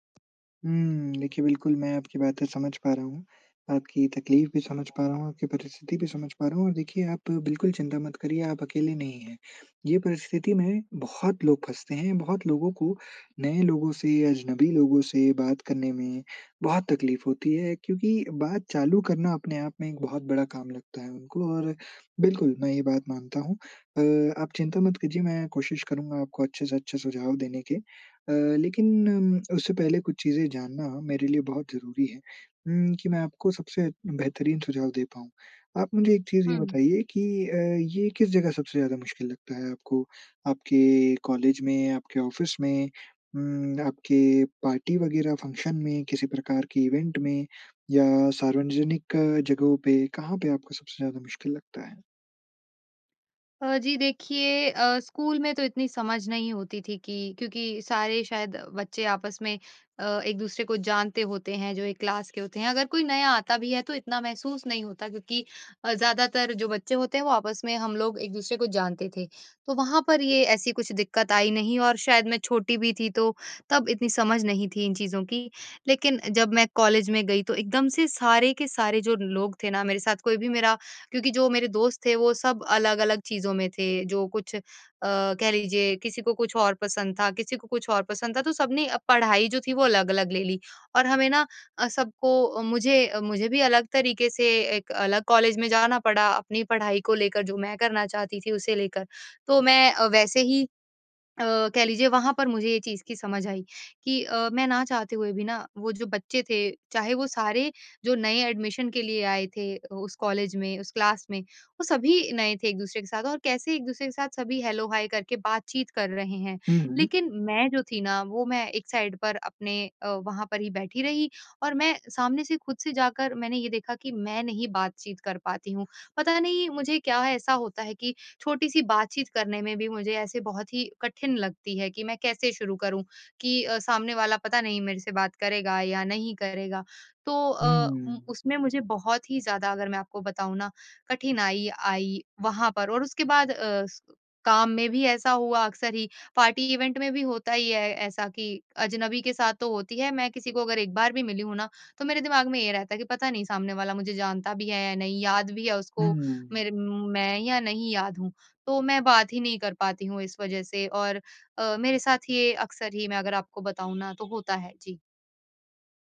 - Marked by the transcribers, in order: tapping; in English: "ऑफ़िस"; in English: "पार्टी"; in English: "फ़ंक्शन"; in English: "इवेंट"; in English: "क्लास"; in English: "एडमिशन"; in English: "क्लास"; in English: "हेलो-हाय"; in English: "साइड"; in English: "पार्टी इवेंट"; horn
- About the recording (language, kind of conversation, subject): Hindi, advice, आपको अजनबियों के साथ छोटी बातचीत करना क्यों कठिन लगता है?